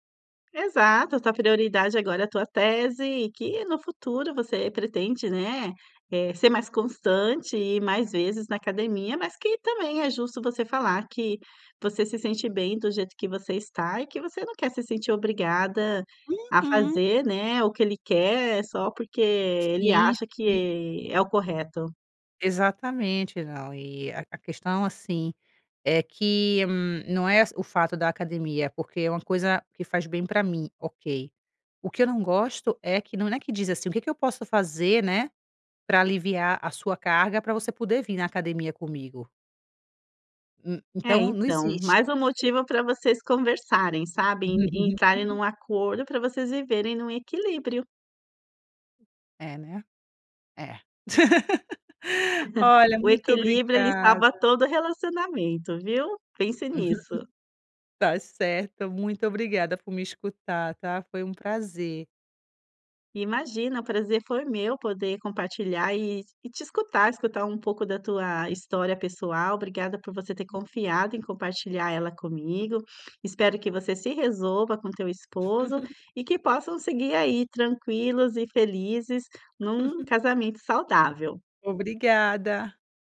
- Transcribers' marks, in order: chuckle; laugh; chuckle; laugh; other background noise; chuckle; chuckle
- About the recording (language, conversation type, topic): Portuguese, advice, Como lidar com um(a) parceiro(a) que faz críticas constantes aos seus hábitos pessoais?